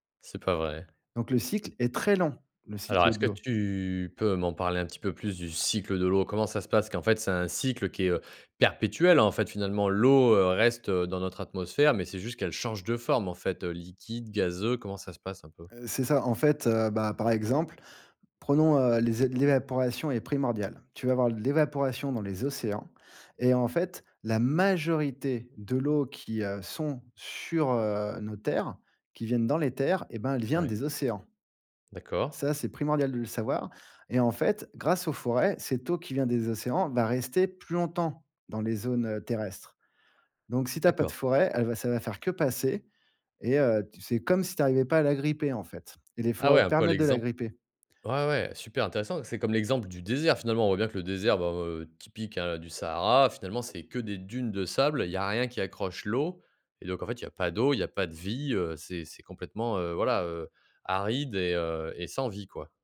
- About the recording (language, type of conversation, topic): French, podcast, Peux-tu nous expliquer le cycle de l’eau en termes simples ?
- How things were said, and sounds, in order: stressed: "très long"; other background noise; drawn out: "tu"; stressed: "cycle"; stressed: "majorité"